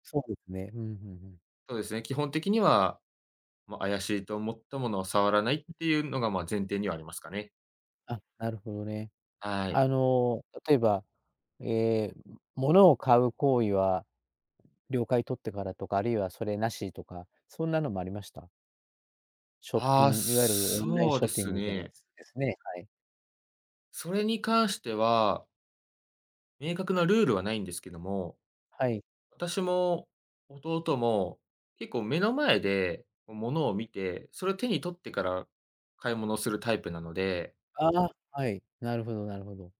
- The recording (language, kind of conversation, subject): Japanese, podcast, スマホやSNSの家庭内ルールはどのように決めていますか？
- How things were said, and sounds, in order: none